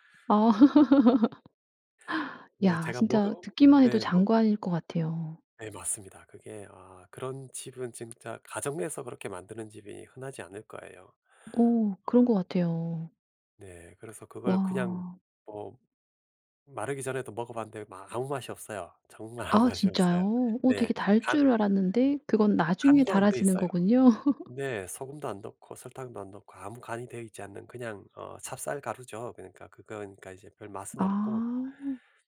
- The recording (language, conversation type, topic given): Korean, podcast, 음식을 통해 어떤 가치를 전달한 경험이 있으신가요?
- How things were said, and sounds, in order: laugh; laughing while speaking: "정말 아무 맛이 없어요"; other background noise; laugh